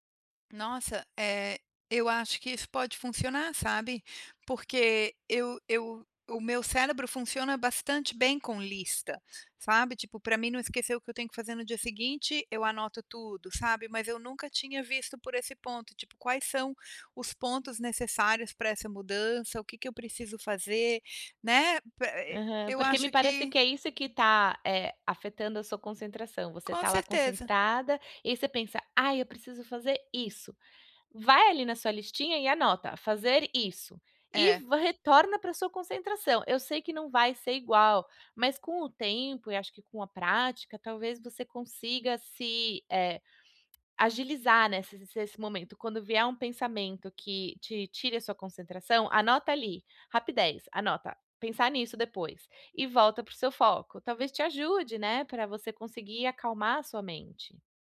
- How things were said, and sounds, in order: tapping; other background noise
- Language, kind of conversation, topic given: Portuguese, advice, Como posso me concentrar quando minha mente está muito agitada?
- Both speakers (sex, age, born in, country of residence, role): female, 35-39, Brazil, United States, advisor; female, 45-49, Brazil, United States, user